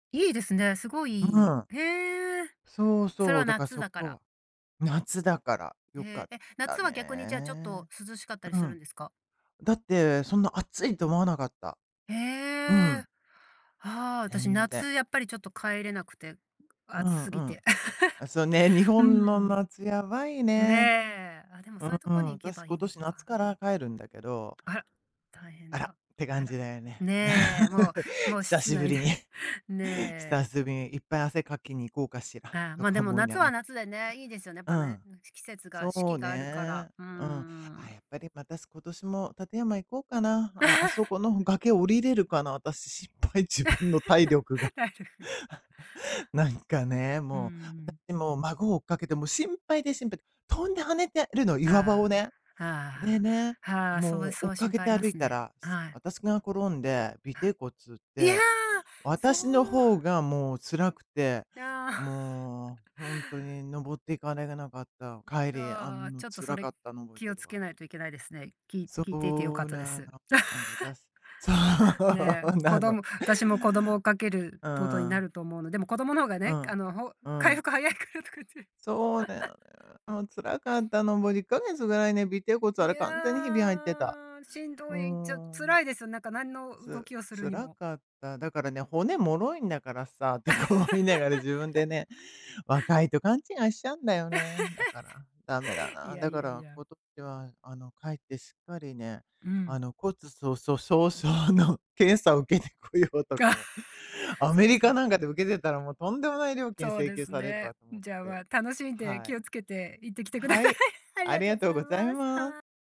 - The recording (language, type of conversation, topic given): Japanese, unstructured, 家族で旅行した中で、いちばん楽しかった場所はどこですか？
- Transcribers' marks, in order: other noise; laugh; laugh; laugh; laughing while speaking: "心配、自分の体力が"; laugh; laughing while speaking: "体力が"; laugh; other background noise; laughing while speaking: "いや"; "行かれなかった" said as "行かれれなかった"; laugh; laughing while speaking: "そうなの"; laughing while speaking: "回復早いからとかって"; drawn out: "いや"; laughing while speaking: "とか思いながら自分でね"; laugh; laugh; laughing while speaking: "骨粗粗鬆症 の検査を受けてこようとか思う"; "骨粗鬆症" said as "骨粗粗鬆症"; laugh; laughing while speaking: "行ってきて下さい"